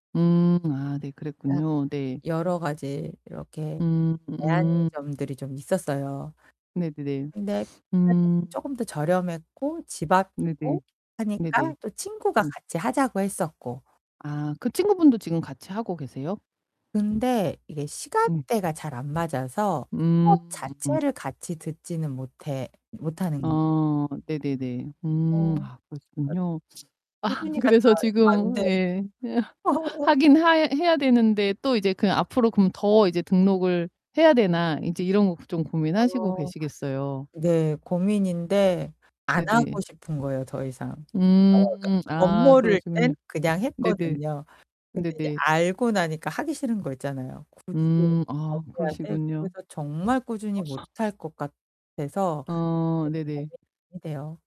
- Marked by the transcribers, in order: distorted speech; background speech; teeth sucking; other background noise; laugh; unintelligible speech; unintelligible speech; unintelligible speech
- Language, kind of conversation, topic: Korean, advice, 운동 동기 부족으로 꾸준히 운동을 못하는 상황을 어떻게 해결할 수 있을까요?